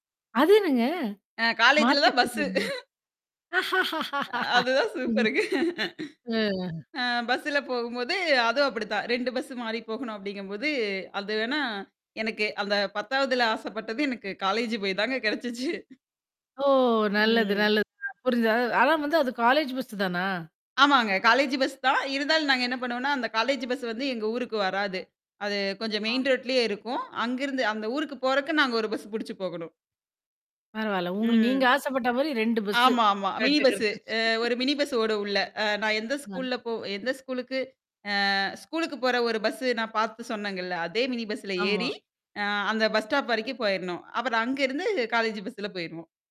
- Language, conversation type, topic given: Tamil, podcast, பள்ளிக் காலம் உங்கள் வாழ்க்கையில் என்னென்ன மாற்றங்களை கொண்டு வந்தது?
- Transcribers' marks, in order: laughing while speaking: "அ காலேஜ்ல தான் பஸ்ஸு"; distorted speech; laughing while speaking: "அ அதுதான் சூப்பருங்க"; laugh; unintelligible speech; unintelligible speech; in English: "மெயின் ரோட்லயே"; other noise; in English: "கரெக்ட்டா கிடச்சிருச்சு"; laugh; static; unintelligible speech; drawn out: "அ"; in English: "பஸ் ஸ்டாப்"